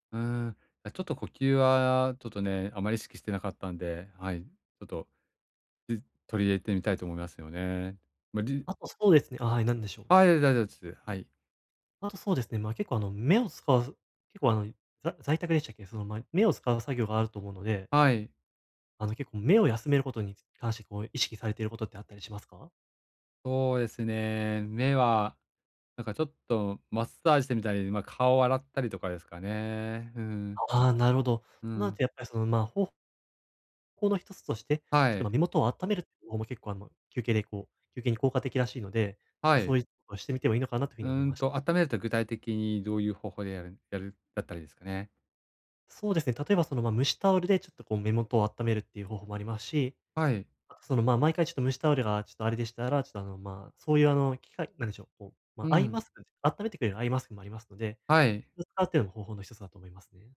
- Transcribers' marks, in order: tapping
- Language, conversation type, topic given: Japanese, advice, 短い休憩で集中力と生産性を高めるにはどうすればよいですか？